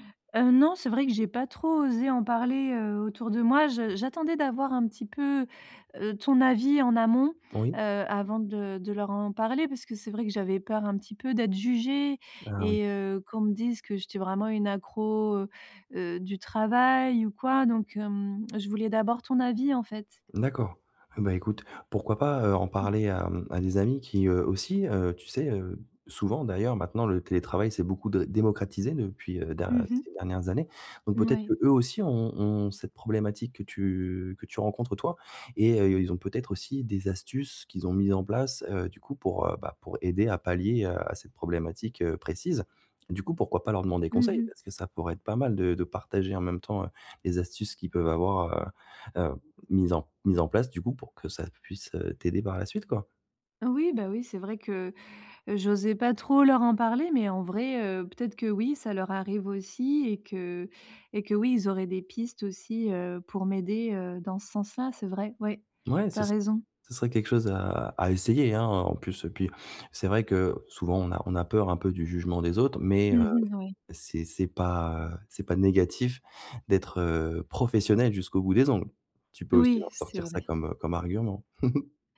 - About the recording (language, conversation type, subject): French, advice, Comment puis-je mieux séparer mon travail de ma vie personnelle ?
- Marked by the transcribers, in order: other background noise; chuckle